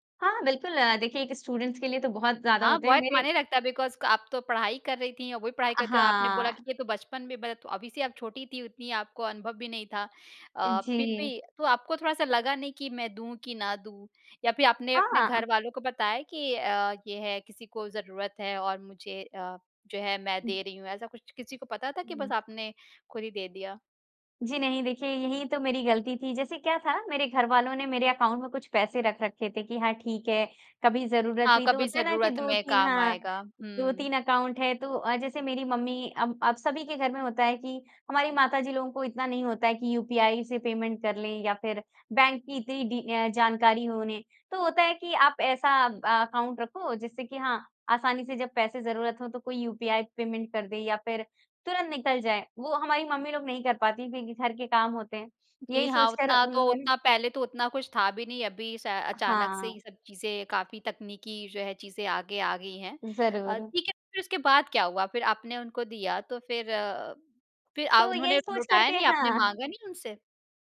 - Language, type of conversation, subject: Hindi, podcast, किसी बड़ी गलती से आपने क्या सीख हासिल की?
- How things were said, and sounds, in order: in English: "स्टूडेंट्स"; in English: "बिकॉज़"; other noise; in English: "अकाउंट"; in English: "अकाउंट"; in English: "पेमेंट"; in English: "अकाउंट"; in English: "पेमेंट"